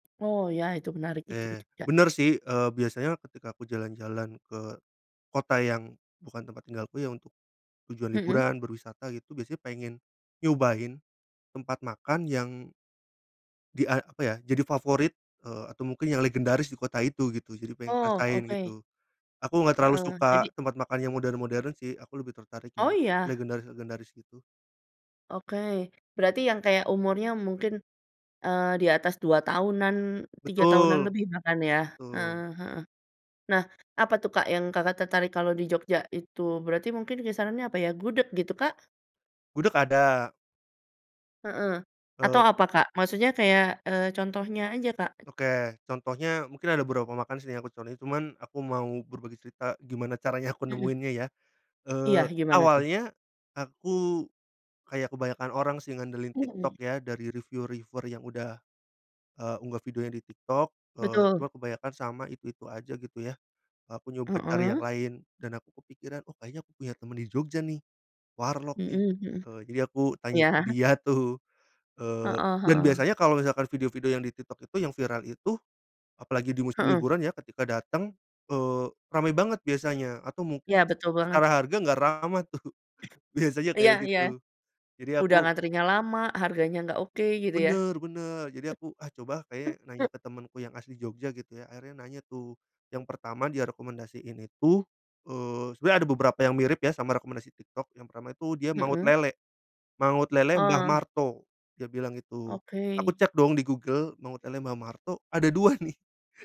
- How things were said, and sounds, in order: other background noise; "contohin" said as "coni"; in English: "river"; "reviewer" said as "river"; tapping; laughing while speaking: "Iya"; laughing while speaking: "dia tuh"; chuckle; throat clearing
- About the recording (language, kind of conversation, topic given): Indonesian, podcast, Bagaimana cara kamu menemukan warung lokal favorit saat jalan-jalan?